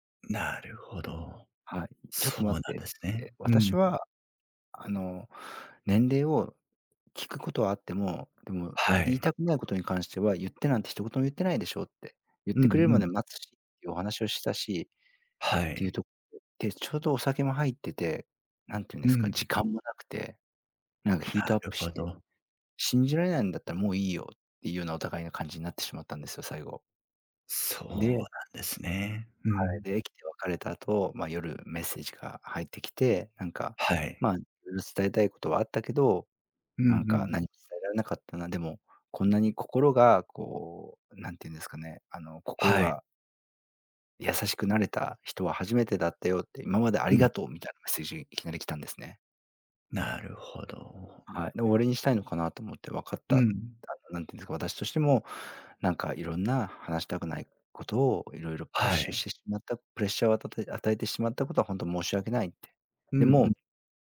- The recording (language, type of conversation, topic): Japanese, advice, 信頼を損なう出来事があり、不安を感じていますが、どうすればよいですか？
- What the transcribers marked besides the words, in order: other background noise; in English: "ヒートアップ"; in English: "プッシュ"; in English: "プレッシャー"